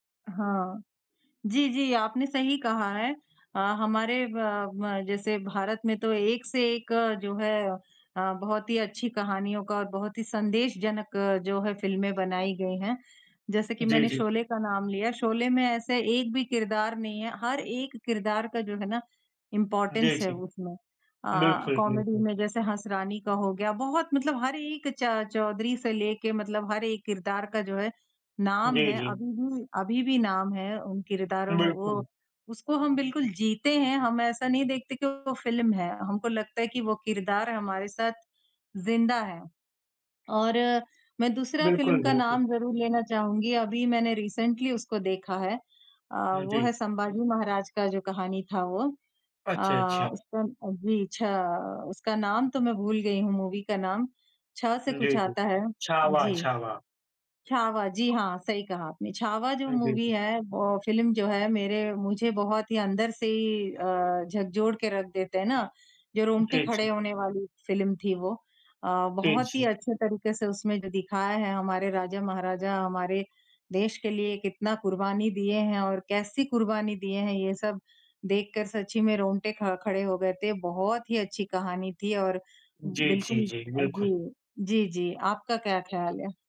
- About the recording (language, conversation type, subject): Hindi, unstructured, आपको कौन-सी फिल्में हमेशा याद रहती हैं और क्यों?
- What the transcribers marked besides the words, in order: tapping; in English: "इम्पोर्टेंस"; in English: "कॉमेडी"; in English: "रिसेंटली"; in English: "मूवी"; other background noise; in English: "मूवी"